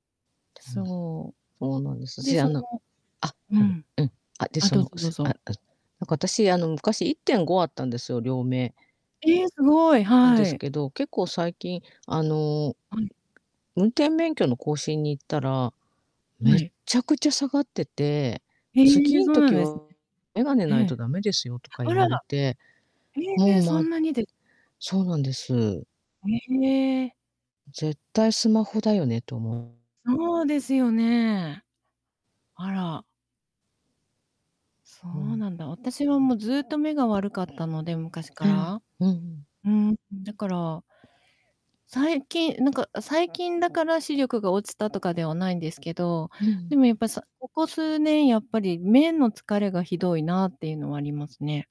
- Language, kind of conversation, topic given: Japanese, unstructured, スマホを使いすぎることについて、どう思いますか？
- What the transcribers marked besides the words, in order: distorted speech; other background noise